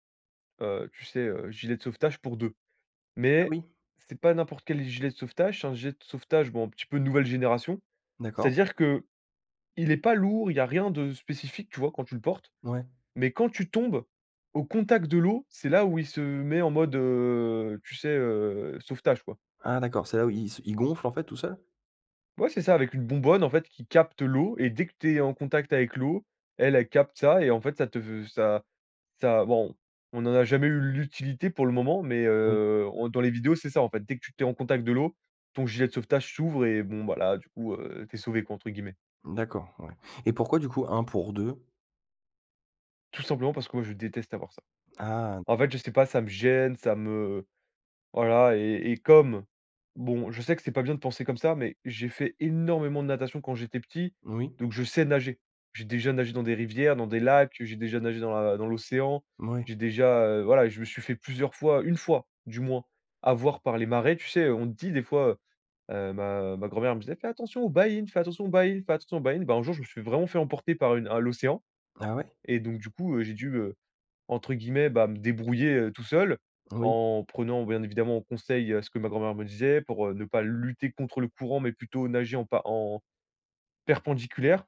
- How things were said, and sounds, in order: stressed: "l'utilité"; drawn out: "heu"; drawn out: "Ah !"; tapping; stressed: "énormément"; stressed: "lutter"
- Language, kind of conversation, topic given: French, podcast, As-tu déjà été perdu et un passant t’a aidé ?